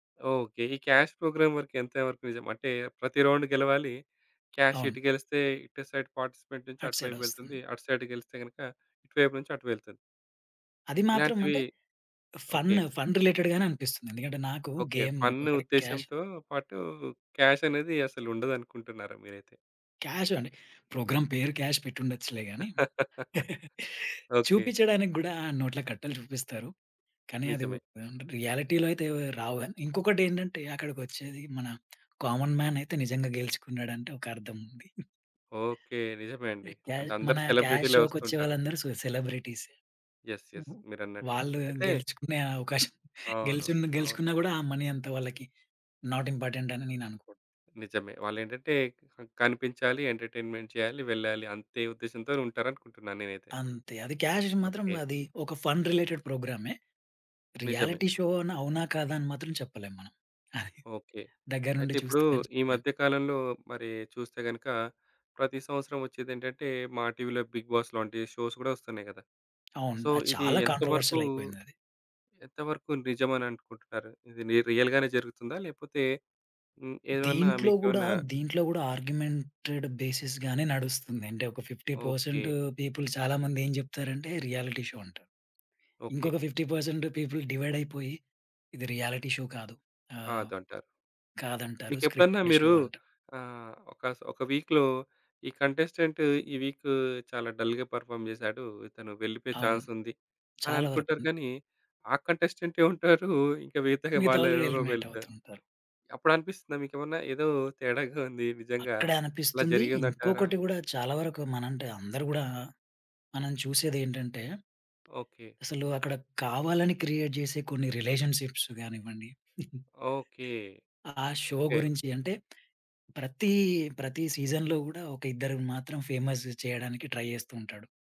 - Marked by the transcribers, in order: in English: "ప్రోగ్రామ్"; in English: "రౌండ్"; other background noise; in English: "క్యాష్"; in English: "సైడ్ పార్టిసిపెంట్"; in English: "సైడ్"; in English: "ఫన్ ఫన్ రిలేటెడ్"; in English: "గేమ్"; in English: "క్యాష్"; in English: "క్యాష్"; in English: "ప్రోగ్రామ్"; laugh; chuckle; in English: "రియాలిటీ‌లో"; lip smack; in English: "కామన్ మాన్"; in English: "షో‌కొచ్చే"; in English: "యెస్. యెస్"; in English: "మనీ"; in English: "నాట్ ఇంపార్టెంట్"; in English: "ఎంటర్‌టైన్‌మెంట్"; in English: "ఫన్ రిలేటెడ్"; in English: "రియాలిటీ"; in English: "షోస్"; in English: "సో"; tapping; in English: "రియల్"; in English: "ఆర్గ్యుమెంటెడ్ బేసిస్‌గానే"; in English: "ఫిఫ్టీ పర్సెంట్ పీపుల్"; in English: "రియాలిటీ షో"; in English: "ఫిఫ్టీ పర్సెంట్ పీపుల్"; in English: "రియాలిటీ షో"; in English: "స్క్రిప్ట్‌టెడ్ షో"; in English: "వీక్‌లో"; in English: "డల్‌గా పెర్ఫార్మ్"; in English: "చాన్స్"; in English: "ఎలిమినేట్"; in English: "క్రియేట్"; in English: "రిలేషన్‌షిప్స్"; giggle; in English: "షో"; in English: "సీజన్‌లో"; in English: "ఫేమస్"; in English: "ట్రై"
- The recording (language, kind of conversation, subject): Telugu, podcast, రియాలిటీ షోలు నిజంగానే నిజమేనా?